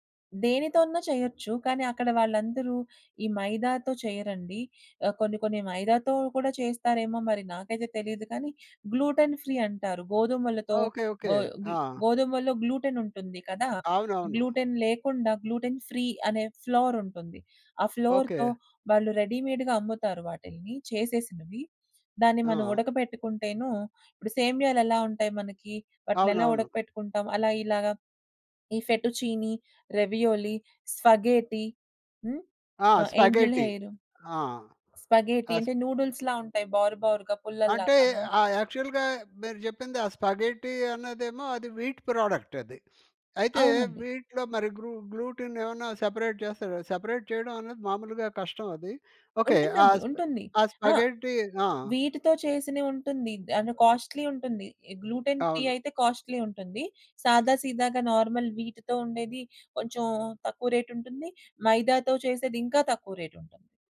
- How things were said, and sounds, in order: other background noise; in English: "గ్లూటన్ ఫ్రీ"; in English: "గ్లూటెన్"; in English: "గ్లూటెన్ ఫ్రీ"; in English: "ఫ్లౌర్‌తో"; in English: "రెడీమేడ్‌గా"; in English: "ఫెటు చీనీ, రావియోలీ, స్పగేటి"; in English: "స్పగేటి"; in English: "స్పగేటి"; in English: "నూడుల్స్‌లా"; in English: "యాక్చవల్‌గా"; in English: "స్పగేటీ"; in English: "వీట్"; sniff; in English: "సెపరేట్"; in English: "సెపరేట్"; in English: "స్పగేటీ"; in English: "అండ్ కాస్ట్‌లీ"; in English: "గ్లూటెన్ ఫ్రీ"; in English: "కాస్ట్‌లీ"; in English: "నార్మల్ వీట్‌తో"
- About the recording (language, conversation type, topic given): Telugu, podcast, రోజుకు కొన్ని నిమిషాలే కేటాయించి ఈ హాబీని మీరు ఎలా అలవాటు చేసుకున్నారు?